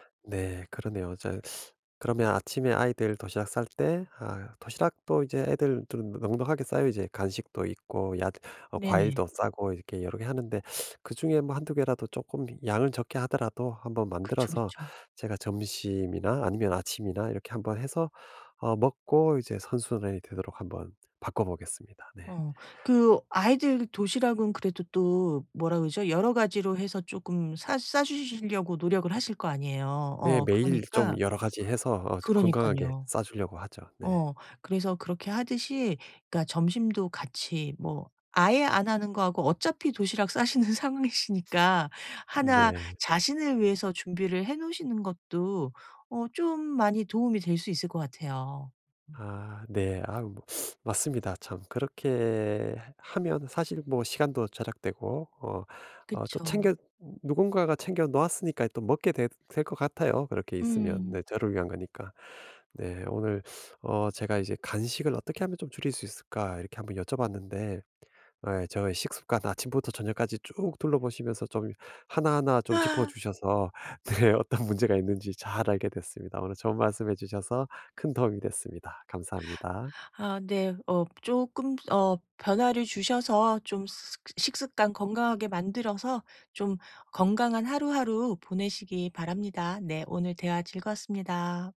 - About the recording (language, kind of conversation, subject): Korean, advice, 간식이 당길 때 건강하게 조절하려면 어떻게 해야 할까요?
- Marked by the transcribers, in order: other background noise; laughing while speaking: "싸시는 상황이시니까"; laugh; tapping; laughing while speaking: "네 어떤"